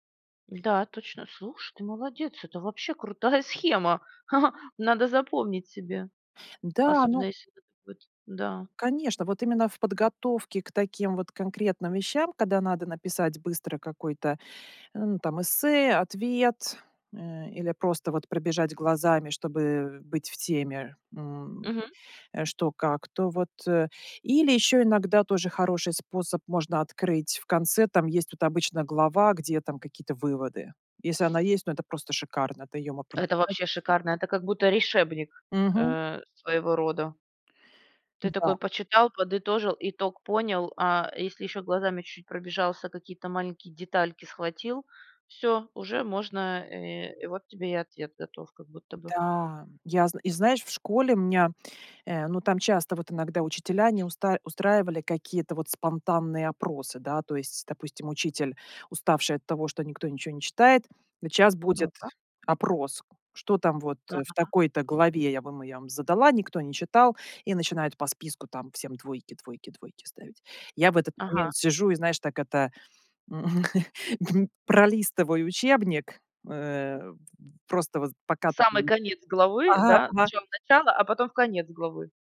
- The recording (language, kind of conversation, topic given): Russian, podcast, Как выжимать суть из длинных статей и книг?
- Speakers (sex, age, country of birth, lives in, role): female, 35-39, Ukraine, United States, host; female, 40-44, Russia, Sweden, guest
- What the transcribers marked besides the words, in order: tapping; laughing while speaking: "крутая"; chuckle; other background noise; chuckle; unintelligible speech